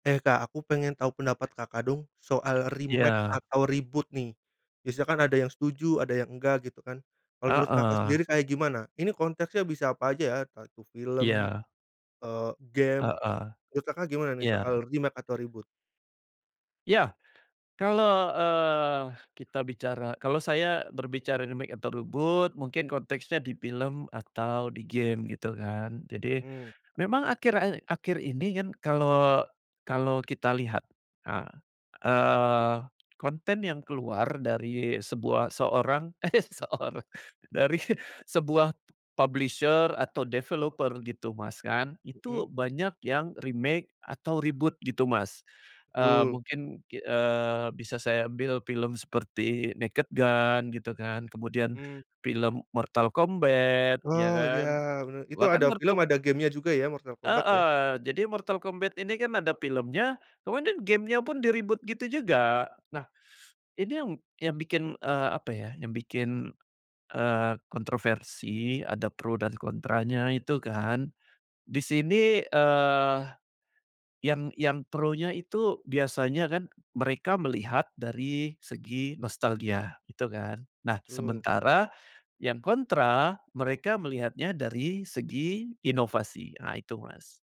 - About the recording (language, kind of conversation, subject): Indonesian, podcast, Kenapa remake atau reboot sering menuai pro dan kontra?
- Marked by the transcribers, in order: other background noise; tapping; in English: "remake"; in English: "reboot"; in English: "remake"; in English: "reboot?"; in English: "remake"; in English: "reboot"; laughing while speaking: "eh seorang. Dari"; in English: "publisher"; in English: "remake"; in English: "reboot"; in English: "di-reboot"; teeth sucking